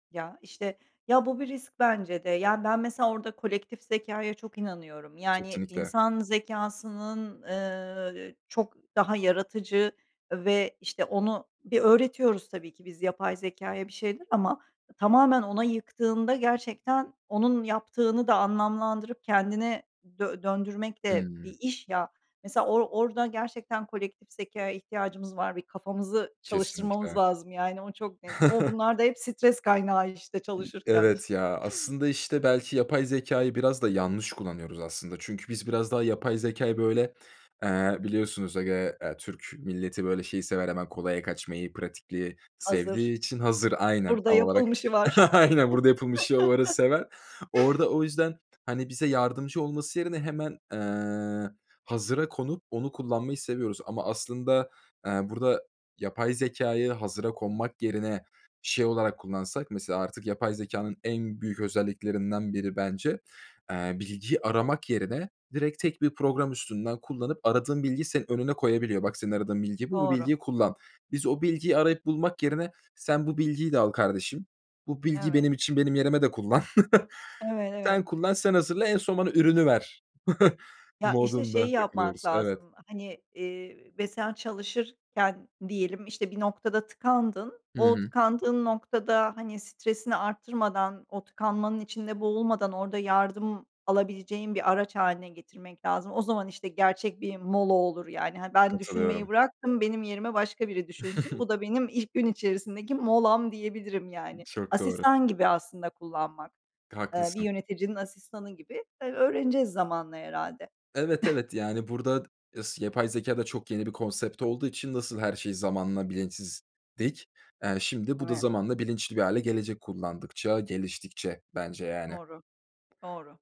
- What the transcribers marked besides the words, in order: other background noise; chuckle; laugh; laughing while speaking: "Aynen burada yapılmış"; chuckle; unintelligible speech; chuckle; chuckle; chuckle; chuckle; tapping; unintelligible speech
- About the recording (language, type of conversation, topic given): Turkish, podcast, Gün içinde stresini azaltmak için ne tür molalar verirsin?
- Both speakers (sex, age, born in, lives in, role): female, 45-49, Turkey, Netherlands, guest; male, 25-29, Turkey, Germany, host